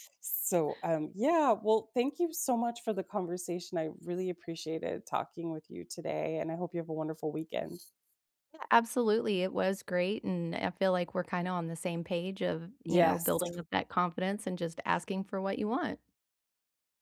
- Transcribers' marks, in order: other background noise
- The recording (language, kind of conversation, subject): English, unstructured, How can I build confidence to ask for what I want?
- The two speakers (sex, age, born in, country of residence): female, 45-49, United States, United States; female, 45-49, United States, United States